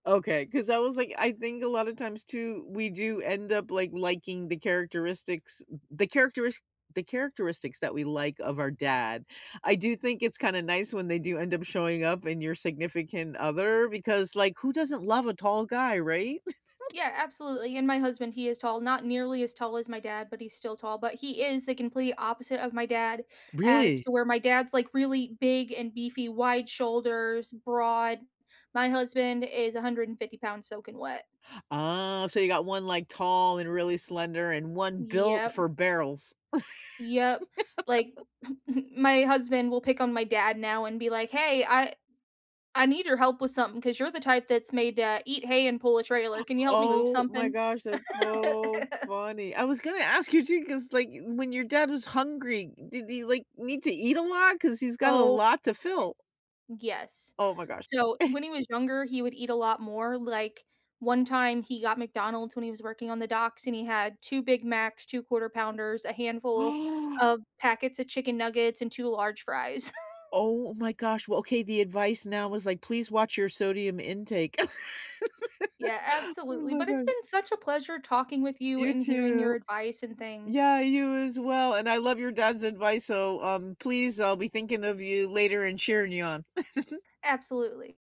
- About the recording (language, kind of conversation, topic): English, unstructured, What is the best advice you've ever received?
- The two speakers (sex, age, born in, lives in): female, 30-34, United States, United States; female, 65-69, United States, United States
- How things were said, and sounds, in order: giggle; giggle; laugh; giggle; chuckle; gasp; laugh; giggle; other background noise; giggle